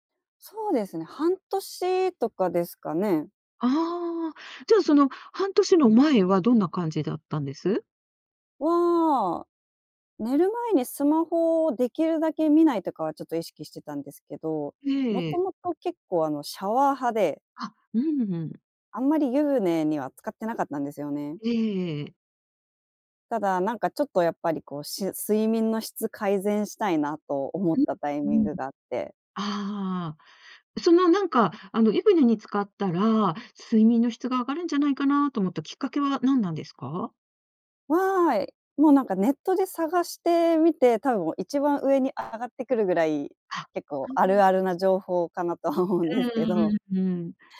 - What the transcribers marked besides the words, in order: tapping; laughing while speaking: "とは思うんですけど"
- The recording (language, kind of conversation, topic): Japanese, podcast, 睡眠の質を上げるために普段どんな工夫をしていますか？